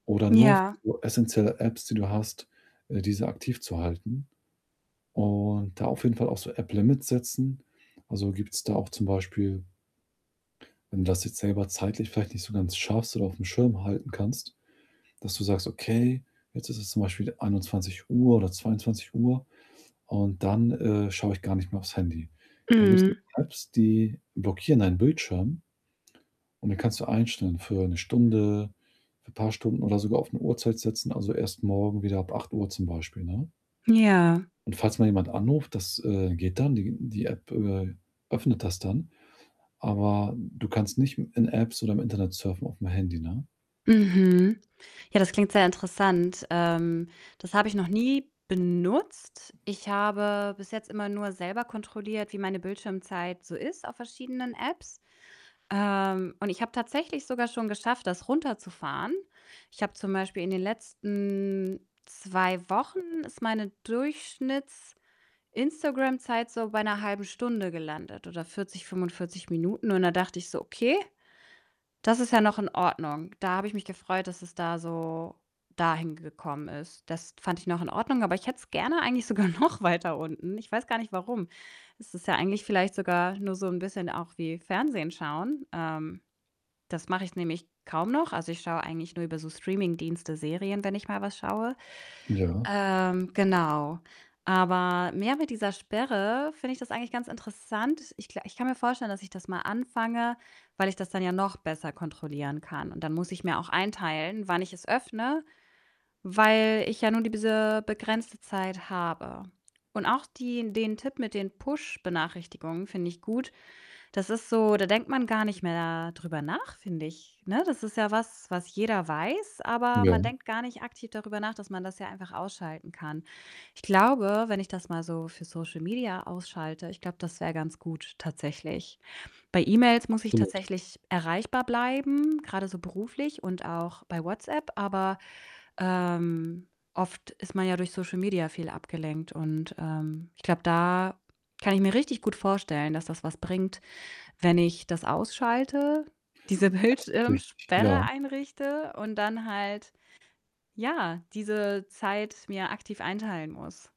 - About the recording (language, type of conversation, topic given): German, advice, Wie möchtest du tagsüber deine Handynutzung und Ablenkungen einschränken?
- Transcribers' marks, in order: static; distorted speech; unintelligible speech; tapping; stressed: "benutzt"; other background noise; drawn out: "letzten"; laughing while speaking: "noch"; laughing while speaking: "Bildschirmsperre"